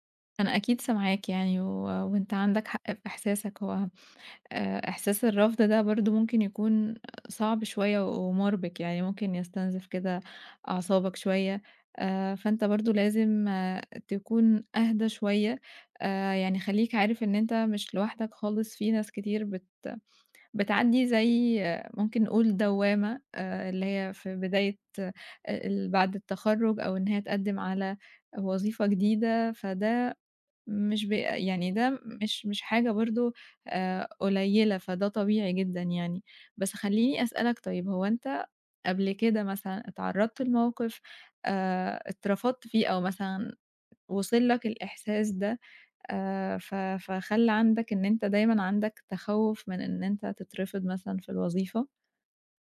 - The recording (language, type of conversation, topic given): Arabic, advice, إزاي أتغلب على ترددي إني أقدّم على شغلانة جديدة عشان خايف من الرفض؟
- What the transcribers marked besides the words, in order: tapping